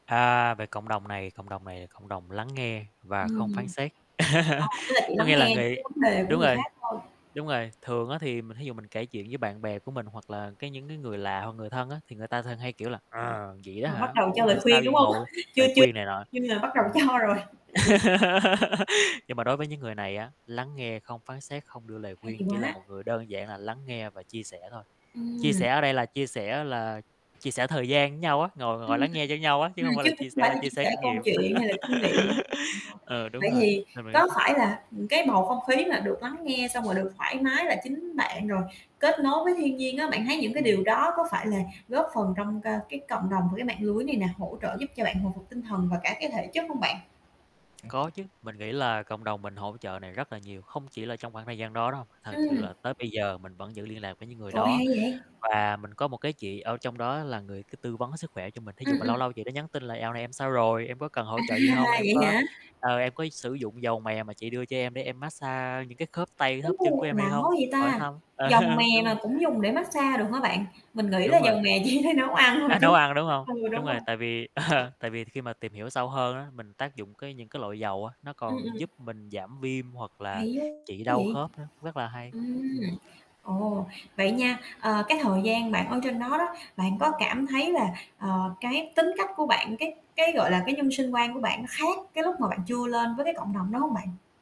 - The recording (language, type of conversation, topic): Vietnamese, podcast, Cộng đồng và mạng lưới hỗ trợ giúp một người hồi phục như thế nào?
- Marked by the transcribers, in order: tapping; static; distorted speech; laugh; put-on voice: "À"; other background noise; laugh; laughing while speaking: "cho"; chuckle; laugh; laughing while speaking: "À"; chuckle; laughing while speaking: "chỉ để"; laughing while speaking: "ờ"